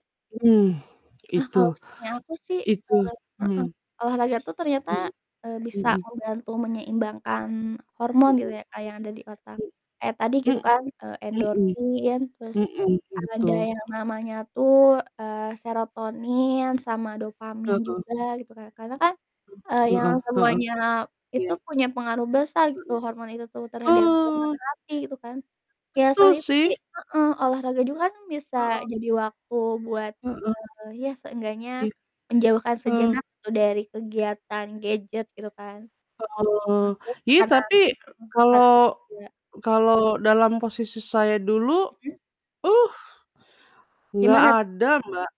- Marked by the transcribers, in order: distorted speech; mechanical hum; other background noise; background speech; tapping; static
- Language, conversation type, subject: Indonesian, unstructured, Bagaimana olahraga membantu kamu mengurangi stres?